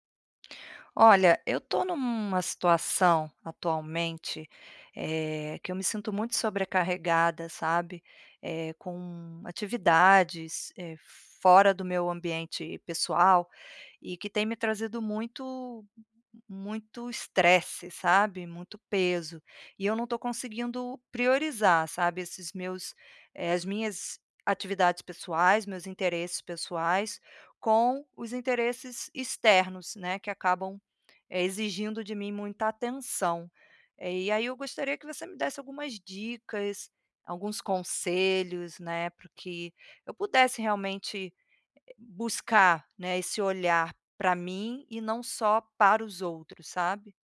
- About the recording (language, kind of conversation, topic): Portuguese, advice, Como posso priorizar meus próprios interesses quando minha família espera outra coisa?
- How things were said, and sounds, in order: none